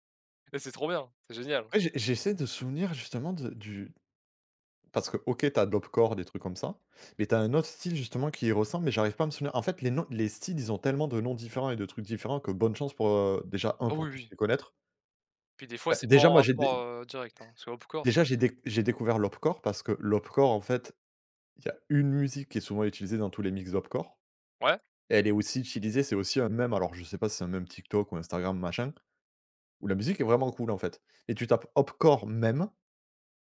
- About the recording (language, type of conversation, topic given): French, unstructured, Comment la musique peut-elle changer ton humeur ?
- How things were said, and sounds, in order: tapping